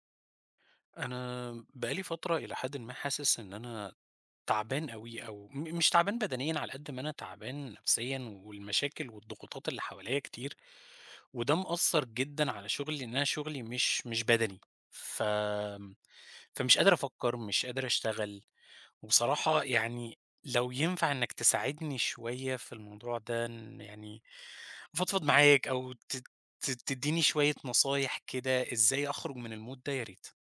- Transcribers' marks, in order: tapping; in English: "الMood"
- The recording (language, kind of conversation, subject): Arabic, advice, إزاي الإرهاق والاحتراق بيخلّوا الإبداع شبه مستحيل؟